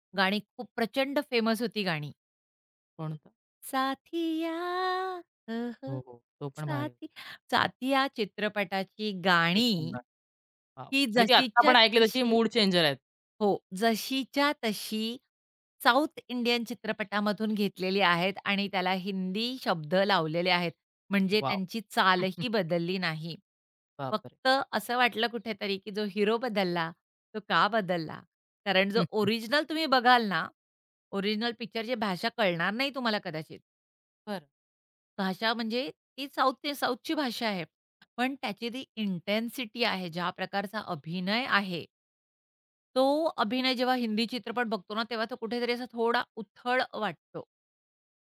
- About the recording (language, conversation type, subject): Marathi, podcast, रिमेक करताना मूळ कथेचा गाभा कसा जपावा?
- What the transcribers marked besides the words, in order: in English: "फेमस"; tapping; other background noise; singing: "साथिया हो, हो. साथी"; chuckle; in English: "इंटेन्सिटी"